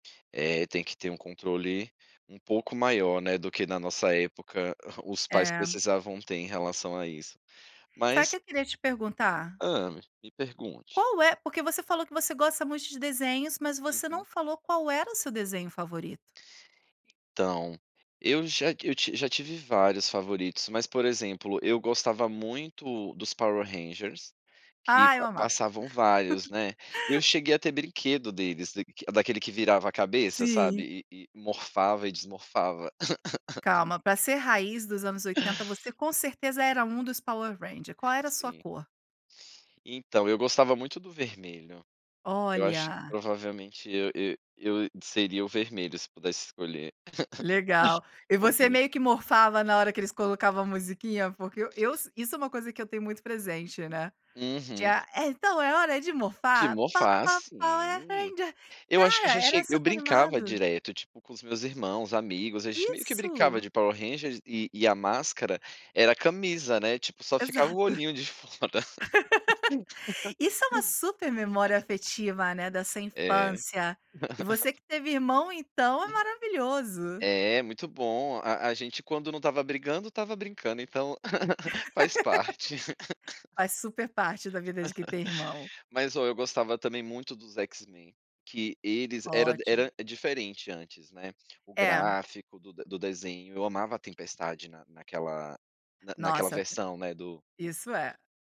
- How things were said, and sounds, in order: chuckle; laugh; laugh; laugh; tapping; other background noise; singing: "Po po power rangers"; laugh; laugh; unintelligible speech; laugh
- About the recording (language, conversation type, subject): Portuguese, podcast, Qual programa infantil da sua infância você lembra com mais saudade?